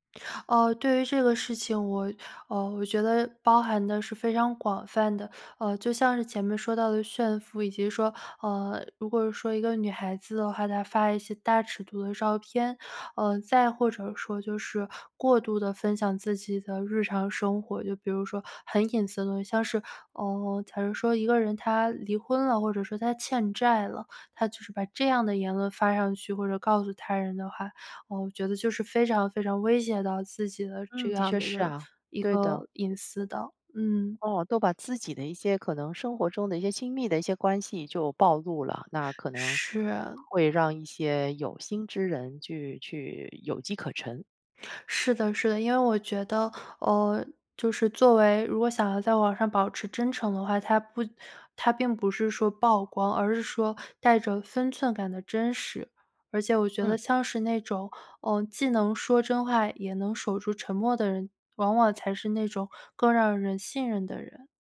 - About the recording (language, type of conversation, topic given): Chinese, podcast, 如何在网上既保持真诚又不过度暴露自己？
- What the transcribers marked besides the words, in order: none